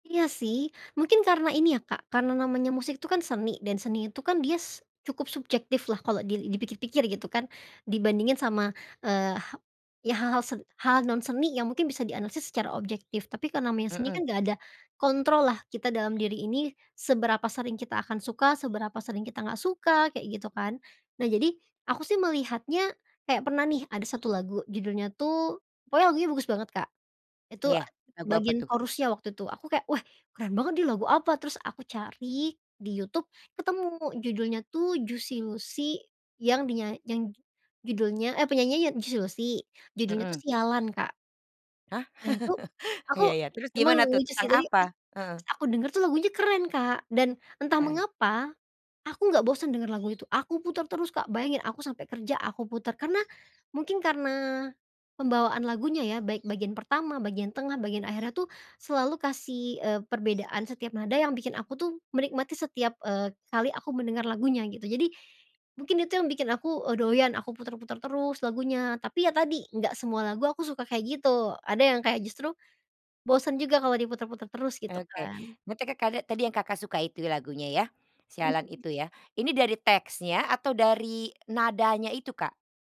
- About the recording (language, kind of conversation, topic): Indonesian, podcast, Bagaimana media sosial mengubah cara kita menikmati musik?
- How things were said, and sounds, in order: other background noise; bird; in English: "chorus-nya"; laugh